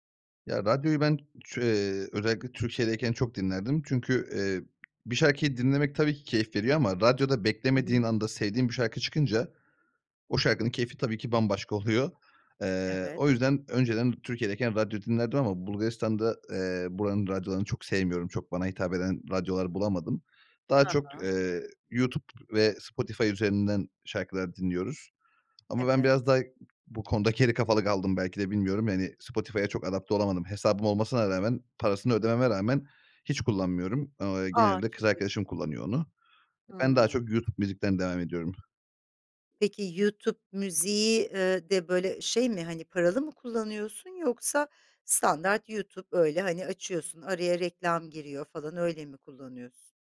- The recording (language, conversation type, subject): Turkish, podcast, İki farklı müzik zevkini ortak bir çalma listesinde nasıl dengelersin?
- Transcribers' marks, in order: tapping; other background noise